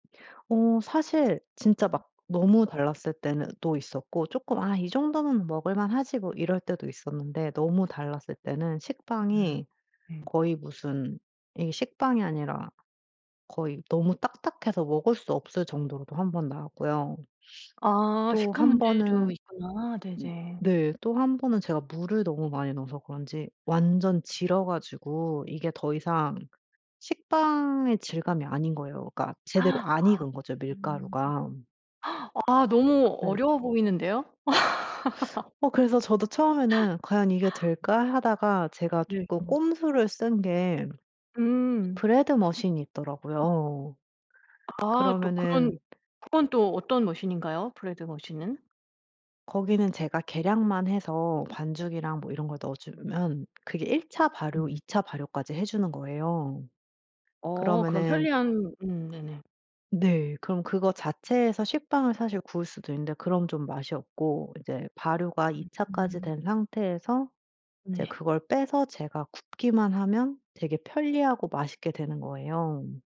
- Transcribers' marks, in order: other background noise; tapping
- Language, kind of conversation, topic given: Korean, podcast, 요리할 때 가장 즐거운 순간은 언제인가요?